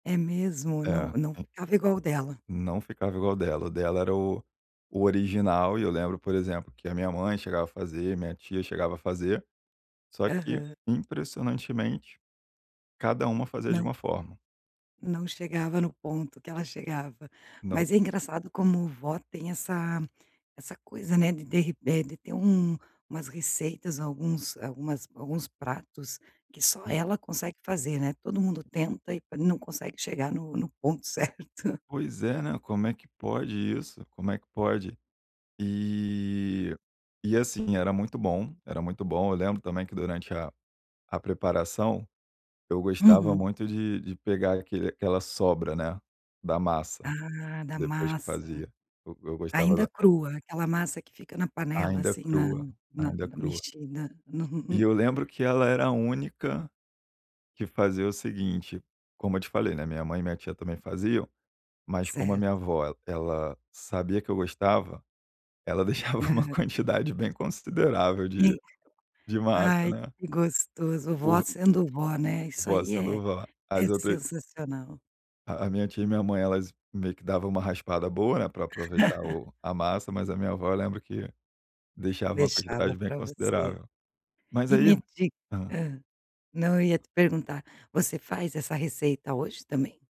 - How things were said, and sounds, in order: tapping; laughing while speaking: "certo"; laughing while speaking: "deixava uma quantidade"; chuckle
- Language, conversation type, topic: Portuguese, podcast, Qual receita lembra as festas da sua família?